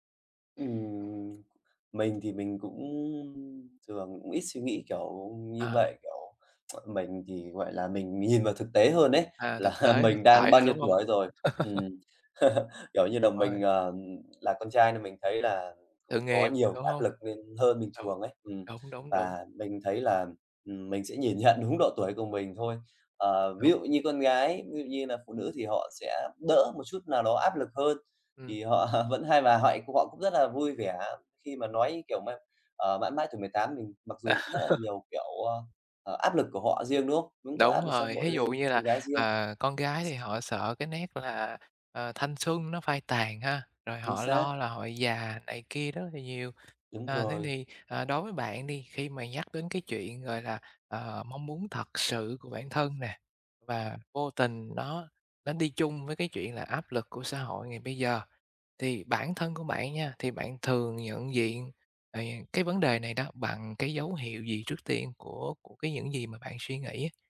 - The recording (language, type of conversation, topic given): Vietnamese, podcast, Bạn phân biệt mong muốn thật sự của mình với áp lực xã hội như thế nào?
- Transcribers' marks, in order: other background noise; tapping; tsk; laughing while speaking: "là mình"; laugh; unintelligible speech; laughing while speaking: "nhận"; laughing while speaking: "họ"; "họ-" said as "hoạy"; laugh